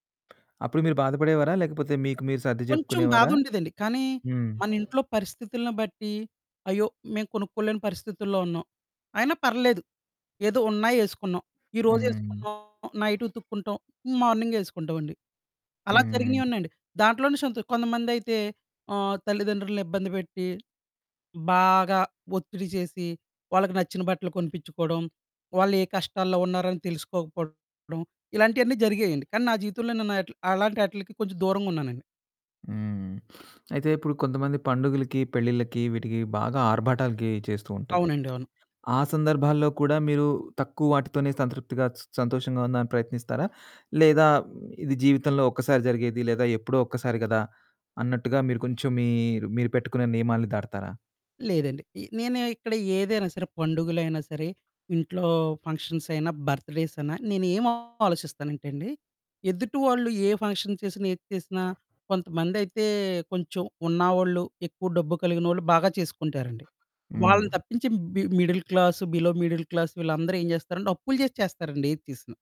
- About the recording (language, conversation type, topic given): Telugu, podcast, తక్కువ వస్తువులతో సంతోషంగా ఉండటం మీకు ఎలా సాధ్యమైంది?
- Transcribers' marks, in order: other background noise; distorted speech; in English: "మార్నింగ్"; sniff; in English: "ఫంక్షన్స్"; in English: "బర్త్ డేస్"; in English: "ఫంక్షన్"; in English: "మిడిల్"; in English: "బిలో మిడిల్ క్లాస్"